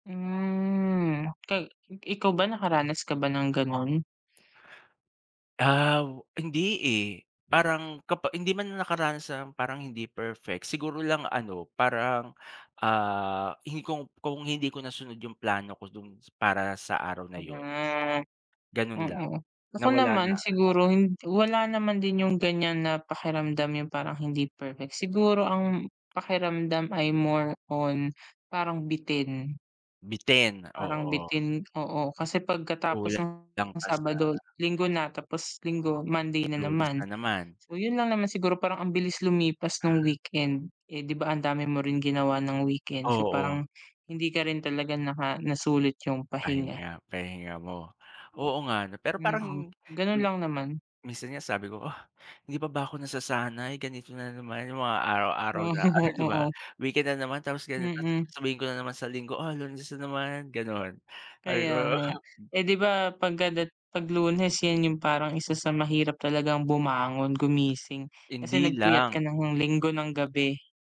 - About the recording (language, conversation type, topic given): Filipino, unstructured, Ano ang ideya mo ng perpektong araw na walang pasok?
- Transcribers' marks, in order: drawn out: "Hmm"; dog barking; drawn out: "Hmm"; laughing while speaking: "ano, di ba"; laughing while speaking: "Ah"